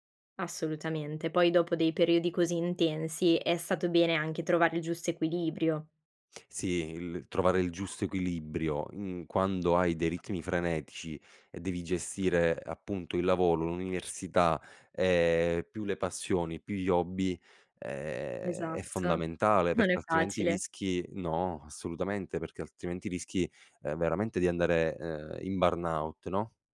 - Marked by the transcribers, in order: none
- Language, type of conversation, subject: Italian, podcast, Come mantenere relazioni sane quando la vita è frenetica?